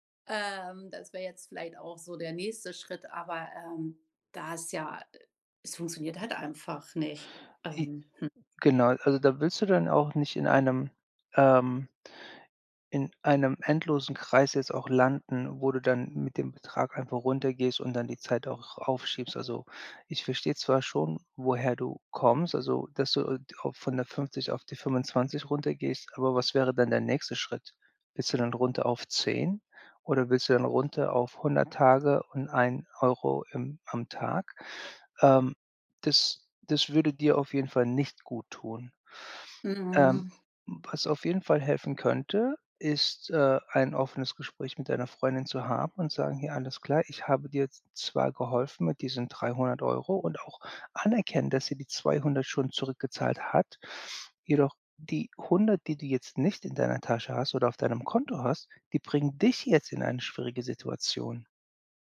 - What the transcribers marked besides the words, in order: stressed: "dich"
- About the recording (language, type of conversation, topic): German, advice, Was kann ich tun, wenn ein Freund oder eine Freundin sich Geld leiht und es nicht zurückzahlt?
- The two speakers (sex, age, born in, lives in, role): female, 35-39, Germany, Germany, user; male, 40-44, Germany, United States, advisor